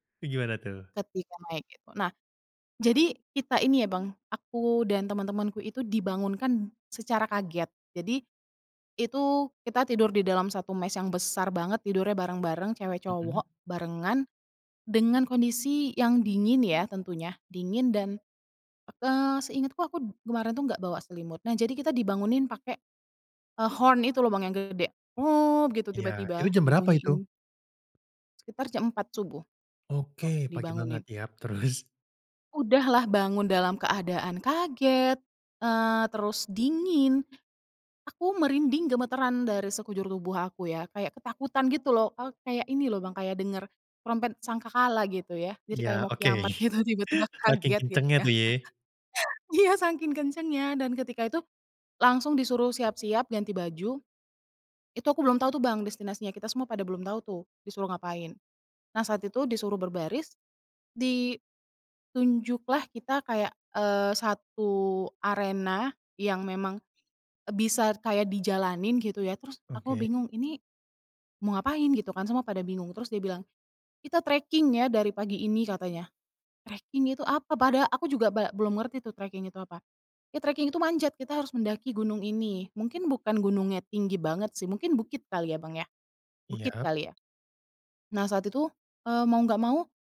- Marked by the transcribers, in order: other background noise; in English: "horn"; laughing while speaking: "terus?"; laughing while speaking: "gitu, tiba-tiba kaget, gitu ya. Iya"; chuckle; laugh; "Iya" said as "iyap"
- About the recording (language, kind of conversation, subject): Indonesian, podcast, Bagaimana pengalamanmu menyaksikan matahari terbit di alam bebas?